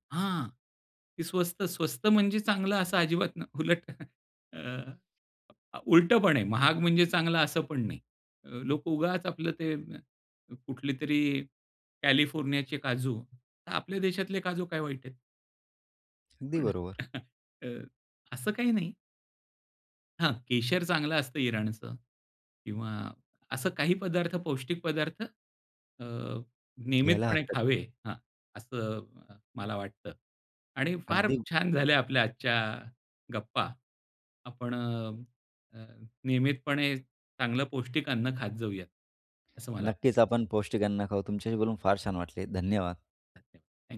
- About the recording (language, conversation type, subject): Marathi, podcast, घरच्या जेवणात पौष्टिकता वाढवण्यासाठी तुम्ही कोणते सोपे बदल कराल?
- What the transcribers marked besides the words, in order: chuckle; other background noise; chuckle